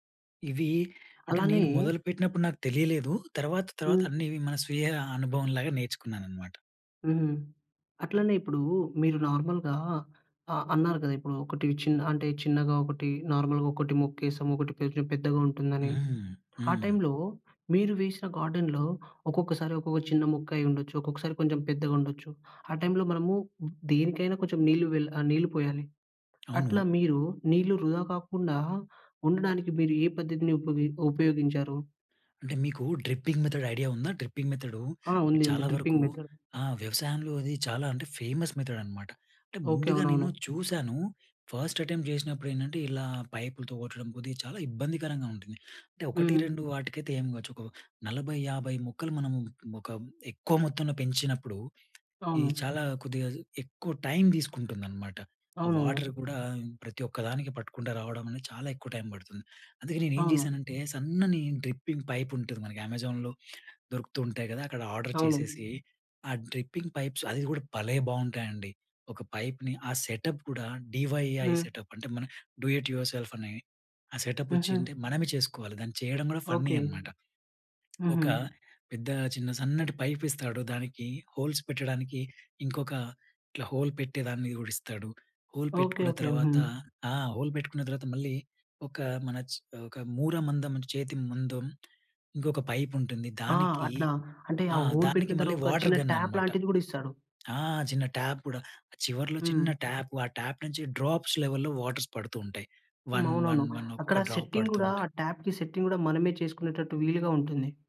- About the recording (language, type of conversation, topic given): Telugu, podcast, ఇంటి చిన్న తోటను నిర్వహించడం సులభంగా ఎలా చేయాలి?
- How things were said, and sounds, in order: in English: "నార్మల్‌గా"; in English: "నార్మల్‌గా"; in English: "గార్డెన్‌లో"; tapping; in English: "డ్రిప్పింగ్ మెథడ్"; in English: "డ్రిప్పింగ్"; in English: "డ్రిప్పింగ్ మెథడ్"; in English: "ఫేమస్ మెథడ్"; in English: "ఫస్ట్ అటెంప్ట్"; other background noise; in English: "వాటర్"; in English: "డ్రిప్పింగ్ పైప్"; in English: "అమెజాన్‌లో"; in English: "ఆర్డర్"; in English: "డ్రిప్పింగ్ పైప్స్"; in English: "సెటప్"; in English: "డీవైఐ సెటప్"; in English: "డూ ఇట్ యుర్సెల్ఫ్"; in English: "సెటప్"; in English: "ఫన్నీ"; in English: "పైప్"; in English: "హోల్స్"; in English: "హోల్"; in English: "హోల్"; in English: "హోల్"; in English: "పైప్"; in English: "హొల్"; in English: "వాటర్ గన్"; in English: "ట్యాప్"; in English: "ట్యాప్"; in English: "ట్యాప్"; in English: "ట్యాప్"; in English: "డ్రాప్స్ లెవెల్స్‌లో వాటర్స్"; in English: "డ్రాప్"; in English: "సెట్టింగ్"; in English: "ట్యాప్‌కి సెట్టింగ్"